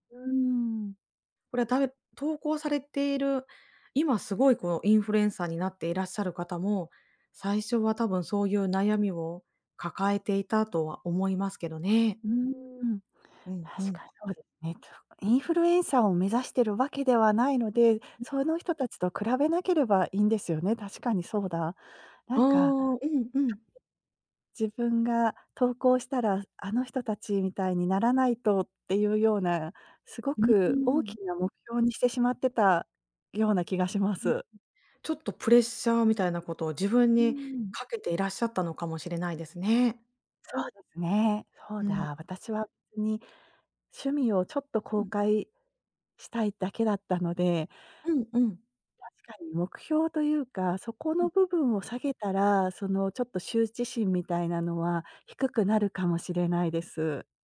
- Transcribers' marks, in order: unintelligible speech; unintelligible speech; other background noise
- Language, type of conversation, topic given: Japanese, advice, 完璧を求めすぎて取りかかれず、なかなか決められないのはなぜですか？